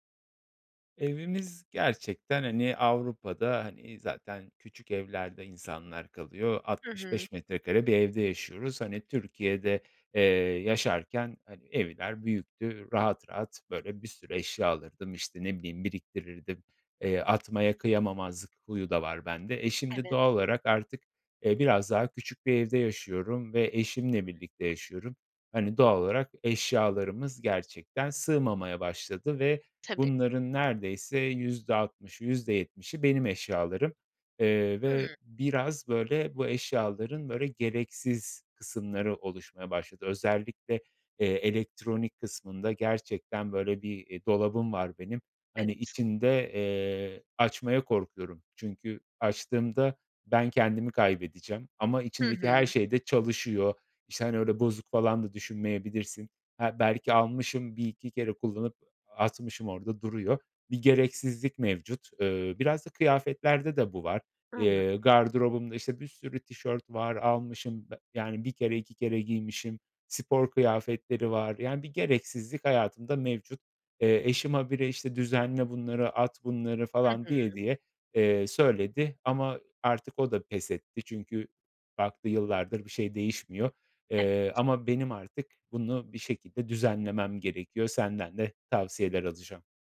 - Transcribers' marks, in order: tapping
- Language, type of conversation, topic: Turkish, advice, Evde gereksiz eşyalar birikiyor ve yer kalmıyor; bu durumu nasıl çözebilirim?